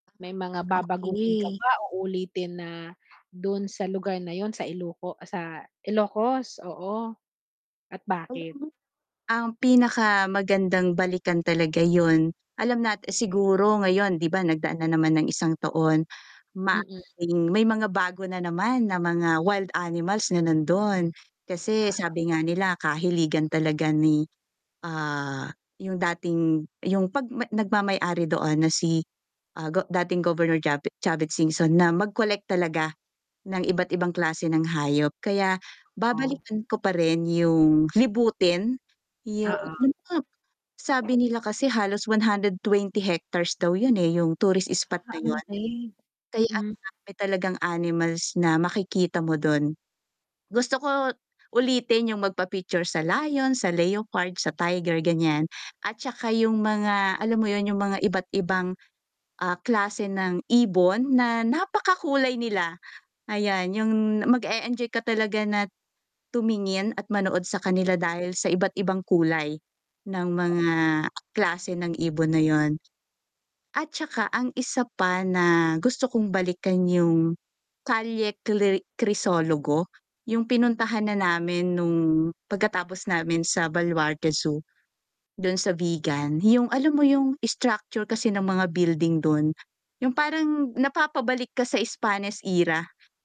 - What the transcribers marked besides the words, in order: mechanical hum; distorted speech; other noise; static; drawn out: "ah"; other background noise; unintelligible speech; unintelligible speech
- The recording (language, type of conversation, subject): Filipino, podcast, Anong paglalakbay ang hindi mo malilimutan?
- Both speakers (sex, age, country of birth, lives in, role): female, 40-44, Philippines, Philippines, guest; female, 40-44, Philippines, Philippines, host